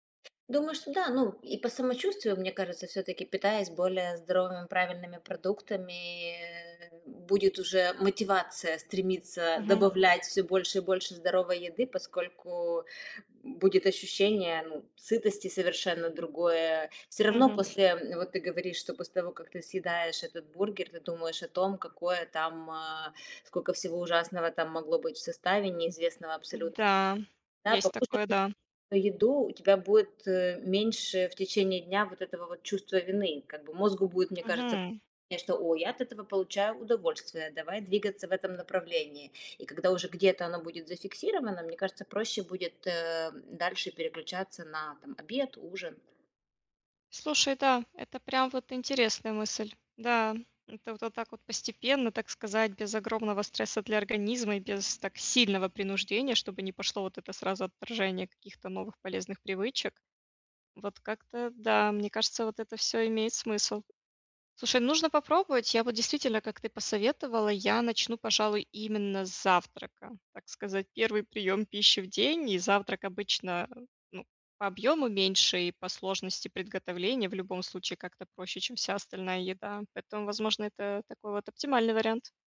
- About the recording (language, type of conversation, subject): Russian, advice, Как сформировать устойчивые пищевые привычки и сократить потребление обработанных продуктов?
- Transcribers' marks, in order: other background noise; tapping